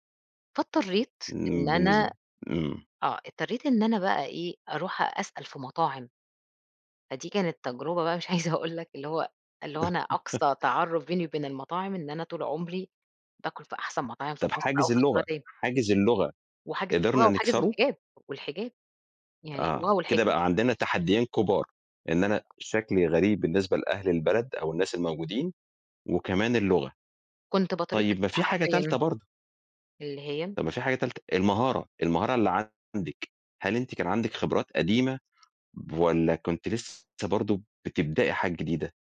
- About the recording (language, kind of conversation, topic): Arabic, podcast, احكيلي عن أول نجاح مهم خلّاك/خلّاكي تحس/تحسّي بالفخر؟
- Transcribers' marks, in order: laughing while speaking: "مش عايزة أقول لك"; laugh